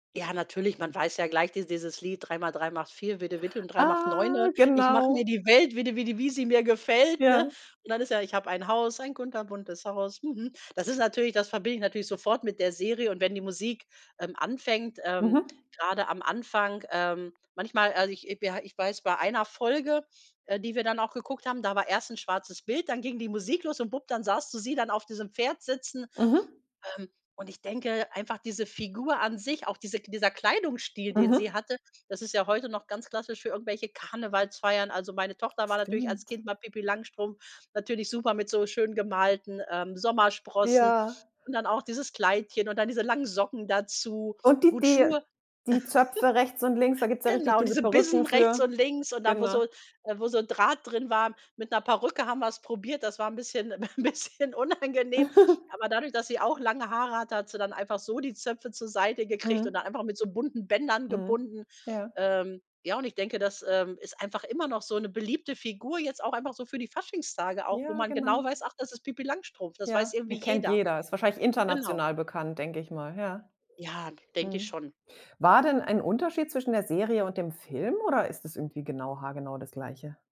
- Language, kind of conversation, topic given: German, podcast, Welche Serie aus deiner Kindheit liebst du heute noch?
- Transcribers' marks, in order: drawn out: "Ah"; singing: "ein kunterbuntes Haus"; other background noise; giggle; chuckle; laughing while speaking: "'n bisschen unangenehm"; giggle; stressed: "Film"